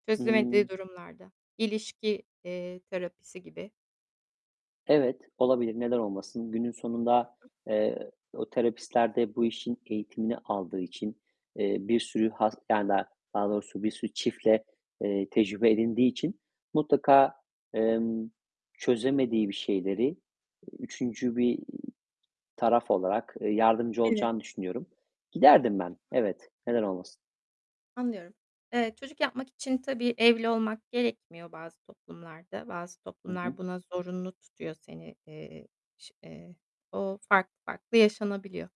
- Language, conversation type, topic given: Turkish, podcast, Çocuk sahibi olmaya karar verirken bunu nasıl değerlendirirsin?
- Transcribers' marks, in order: static; other background noise; distorted speech